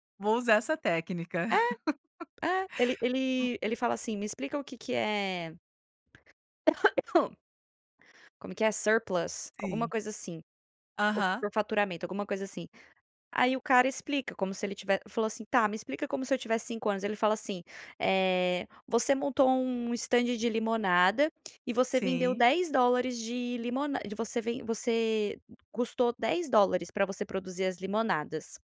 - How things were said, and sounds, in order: laugh; other noise; other background noise; cough; in English: "surplus"; unintelligible speech
- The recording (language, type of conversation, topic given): Portuguese, podcast, Como a internet mudou seu jeito de aprender?